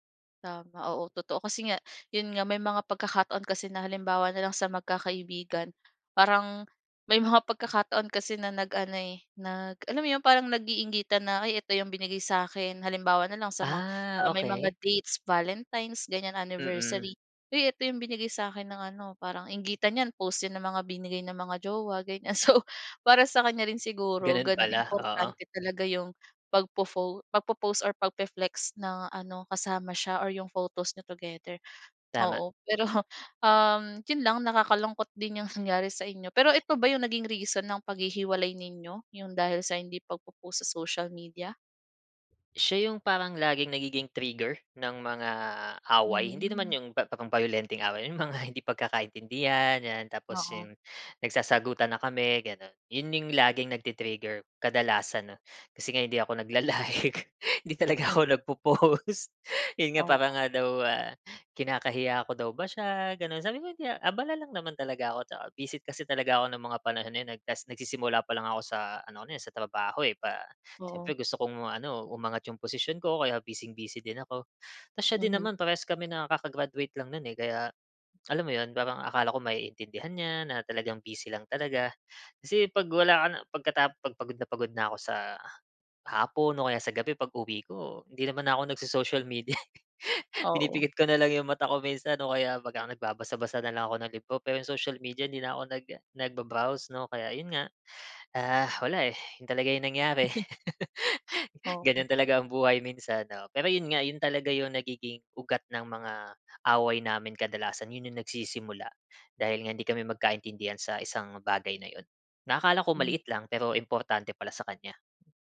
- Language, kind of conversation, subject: Filipino, podcast, Anong epekto ng midyang panlipunan sa isang relasyon, sa tingin mo?
- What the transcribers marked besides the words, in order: laughing while speaking: "So"; in English: "pagpi-flex"; in English: "trigger"; laughing while speaking: "mga"; in English: "nagti-trigger"; laughing while speaking: "nagla-like, hindi talaga ako nag-po-post"; laughing while speaking: "media, eh"; laugh; other background noise